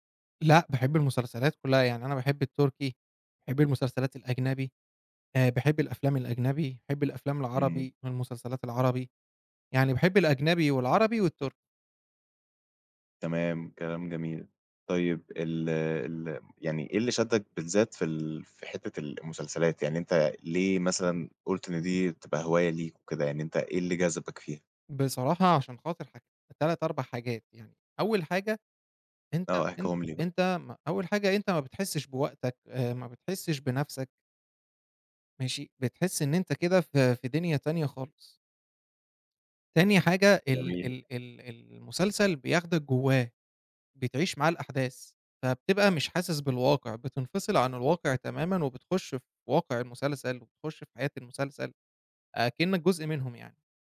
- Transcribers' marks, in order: tapping
- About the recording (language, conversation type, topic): Arabic, podcast, احكيلي عن هوايتك المفضلة وإزاي بدأت فيها؟